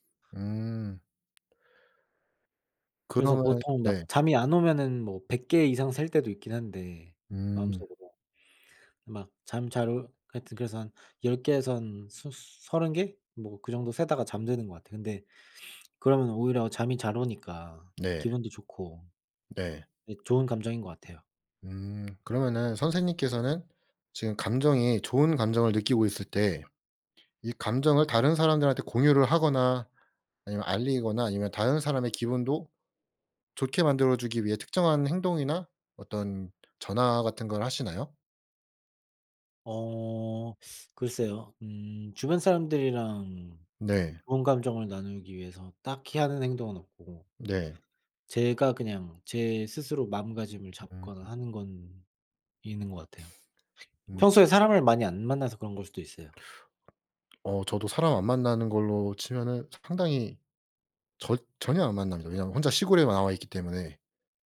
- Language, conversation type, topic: Korean, unstructured, 좋은 감정을 키우기 위해 매일 실천하는 작은 습관이 있으신가요?
- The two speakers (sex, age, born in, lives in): male, 25-29, South Korea, South Korea; male, 30-34, South Korea, Germany
- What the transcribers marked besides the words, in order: tapping; sniff; teeth sucking; other background noise